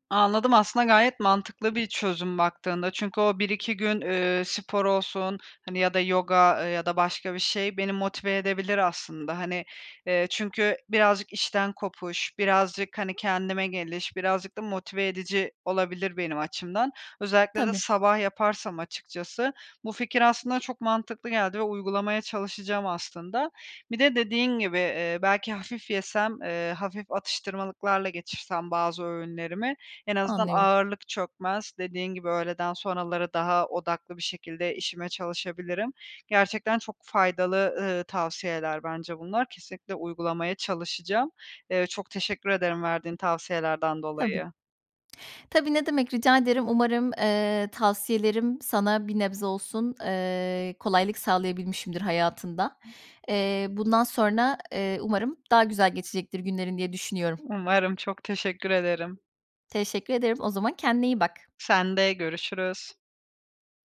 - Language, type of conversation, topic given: Turkish, advice, Uzaktan çalışmaya geçiş sürecinizde iş ve ev sorumluluklarınızı nasıl dengeliyorsunuz?
- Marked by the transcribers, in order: other background noise